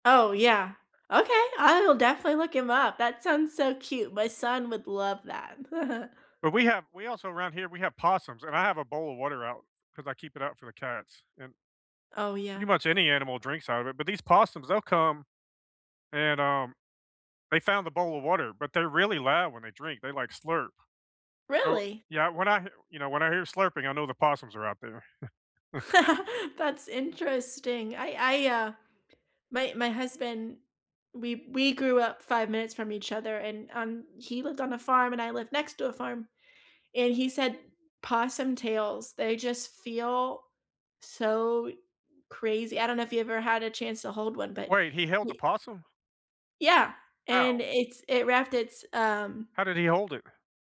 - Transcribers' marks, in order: chuckle; laugh; chuckle
- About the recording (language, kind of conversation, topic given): English, unstructured, What are some fun activities to do with pets?